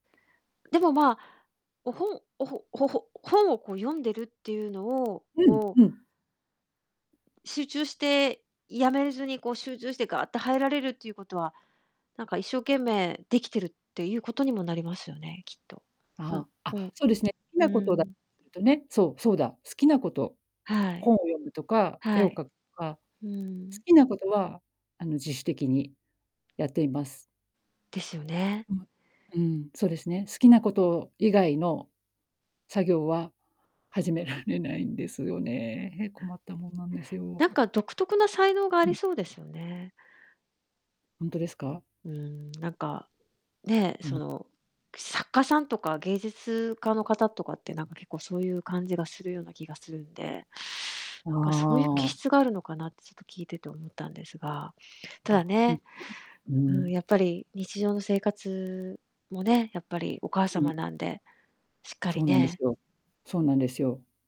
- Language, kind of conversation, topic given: Japanese, advice, 作業を始められず先延ばしが続いてしまうのですが、どうすれば改善できますか？
- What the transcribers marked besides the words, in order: distorted speech